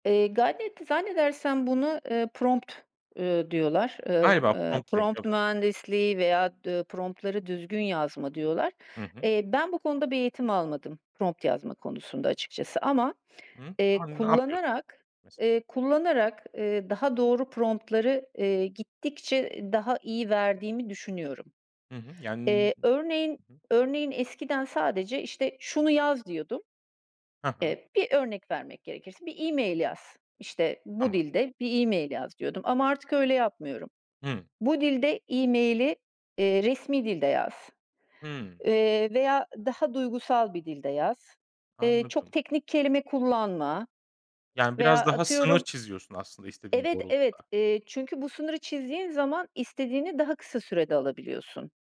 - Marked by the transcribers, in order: in English: "prompt"; in English: "prompt"; in English: "prompt"; unintelligible speech; in English: "prompt'ları"; in English: "prompt"; other background noise; in English: "prompt'ları"; tapping
- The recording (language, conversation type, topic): Turkish, podcast, Yapay zekâ günlük hayatı nasıl kolaylaştırıyor, somut örnekler verebilir misin?